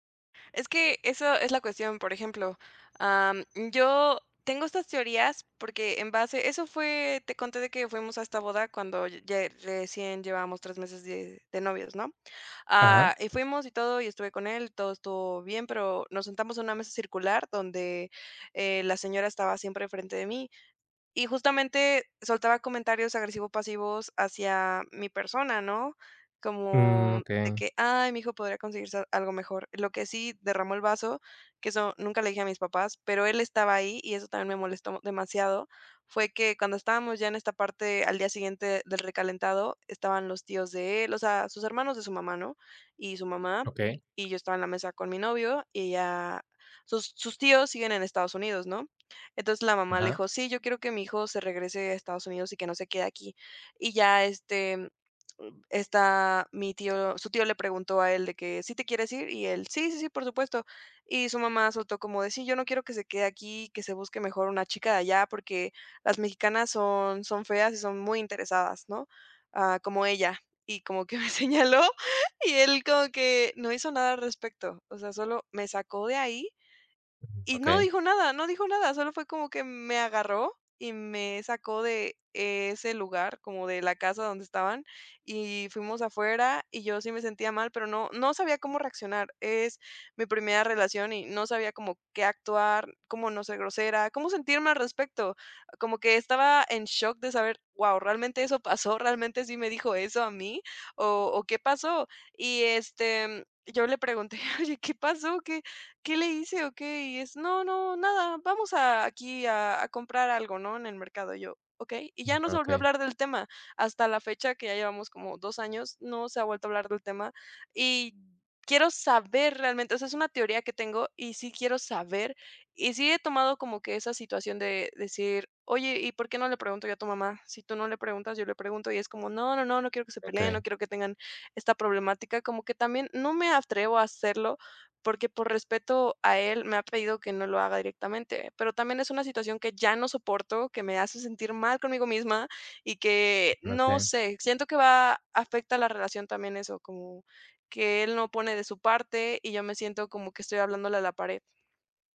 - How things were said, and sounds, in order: tapping; laughing while speaking: "me señaló"; other background noise; laughing while speaking: "Oye"
- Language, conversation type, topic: Spanish, advice, ¿Cómo puedo hablar con mi pareja sobre un malentendido?